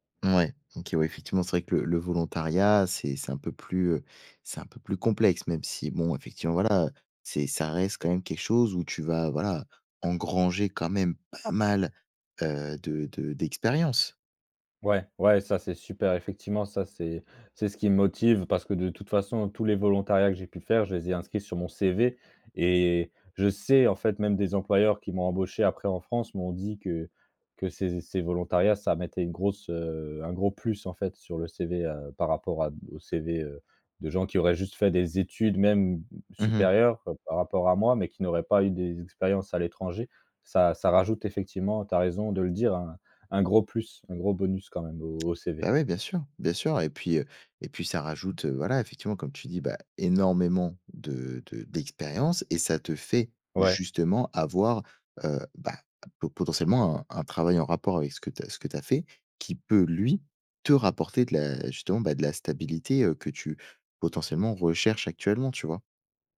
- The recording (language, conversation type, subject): French, advice, Comment vous préparez-vous à la retraite et comment vivez-vous la perte de repères professionnels ?
- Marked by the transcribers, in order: stressed: "énormément"; stressed: "justement"